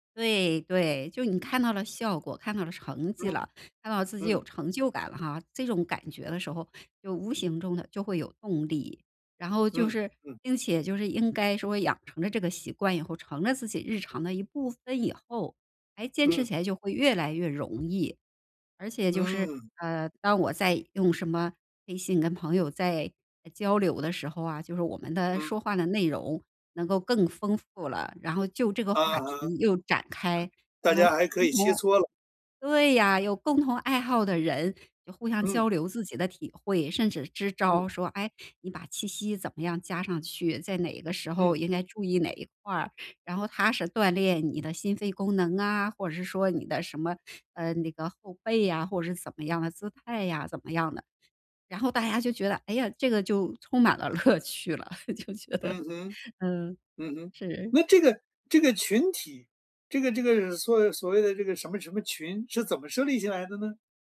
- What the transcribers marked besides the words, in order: other background noise; unintelligible speech; laughing while speaking: "乐趣了，就觉得"
- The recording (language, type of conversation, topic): Chinese, podcast, 你怎么把新习惯变成日常？
- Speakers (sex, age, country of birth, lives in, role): female, 45-49, China, United States, guest; male, 70-74, China, United States, host